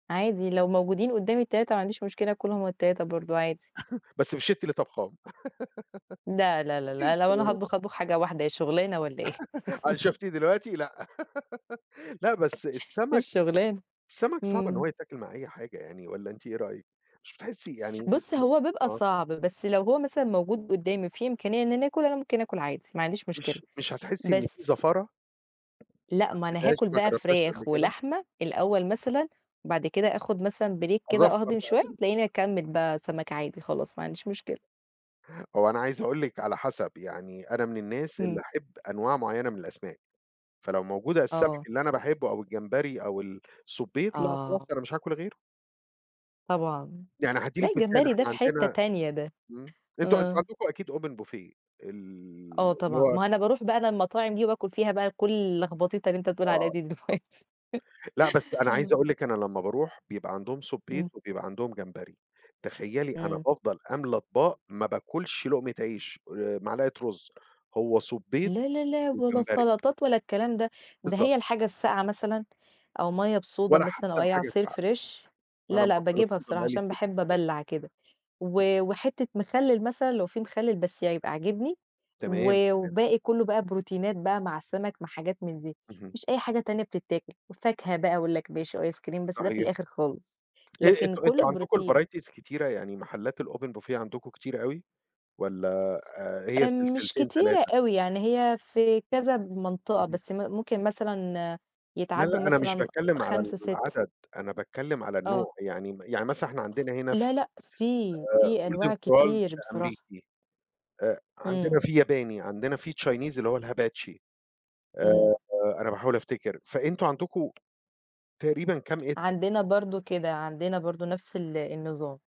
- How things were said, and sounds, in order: laugh; laugh; laugh; tapping; other background noise; in English: "break"; laugh; in English: "open buffet"; laughing while speaking: "دلوقتي"; in English: "fresh"; in English: "الvarieties"; in English: "الopen buffet"; in English: "Golden Coral"; in English: "Chinese"; in Japanese: "الHibachi"; unintelligible speech; other noise
- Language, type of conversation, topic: Arabic, unstructured, إيه رأيك في الأكل الجاهز مقارنة بالطبخ في البيت؟